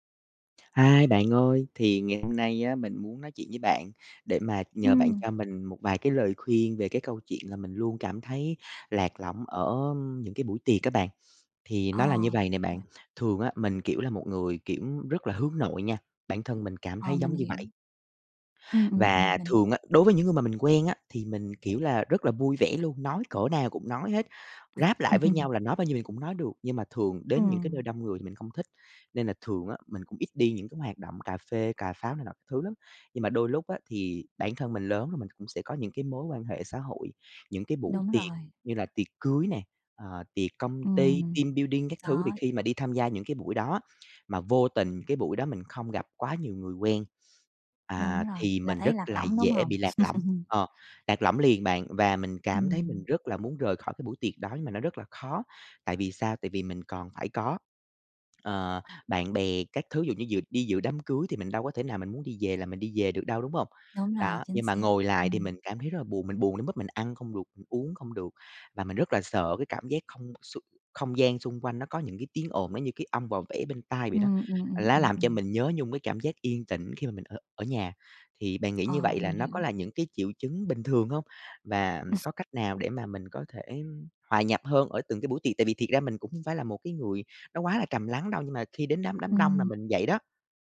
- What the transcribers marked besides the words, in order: tapping; other background noise; laugh; in English: "team building"; tsk; laugh; laugh
- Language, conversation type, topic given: Vietnamese, advice, Tại sao tôi cảm thấy lạc lõng ở những bữa tiệc này?
- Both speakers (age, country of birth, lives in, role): 25-29, Vietnam, Vietnam, user; 35-39, Vietnam, Vietnam, advisor